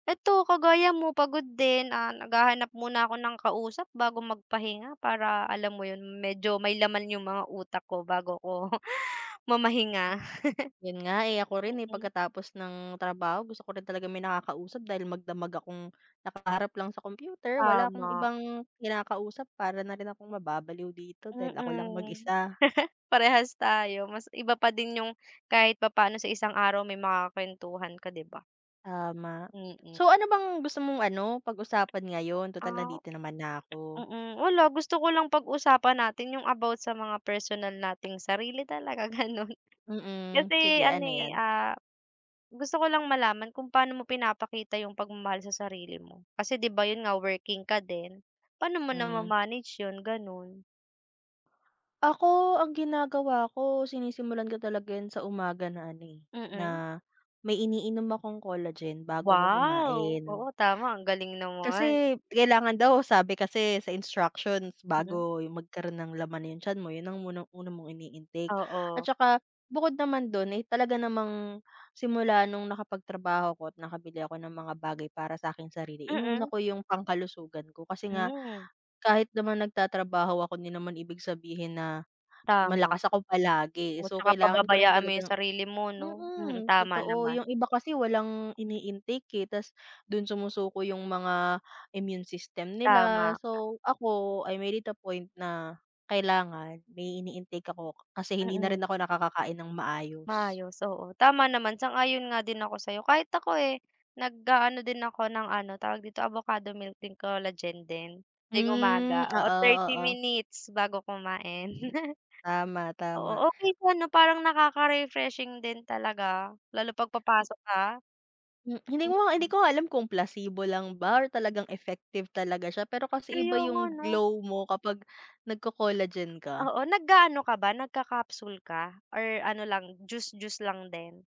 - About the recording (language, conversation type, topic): Filipino, unstructured, Paano mo ipinapakita ang pagmamahal sa sarili?
- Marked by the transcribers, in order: chuckle; tapping; chuckle; other background noise; laugh; laughing while speaking: "ganun"; in English: "I made it a point"; chuckle; other noise